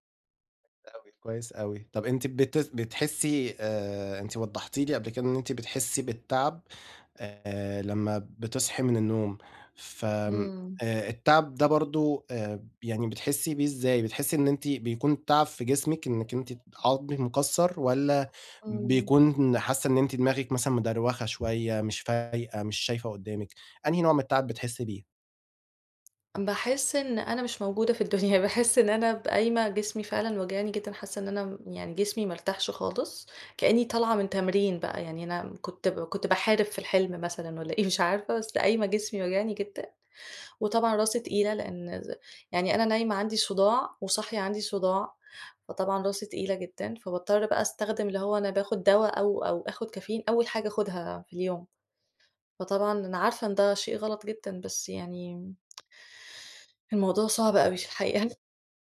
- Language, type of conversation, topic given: Arabic, advice, إزاي أحسّن جودة نومي بالليل وأصحى الصبح بنشاط أكبر كل يوم؟
- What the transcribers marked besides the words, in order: other background noise; laughing while speaking: "في الدنيا"; put-on voice: "والَّا إيه"; unintelligible speech; tapping; tsk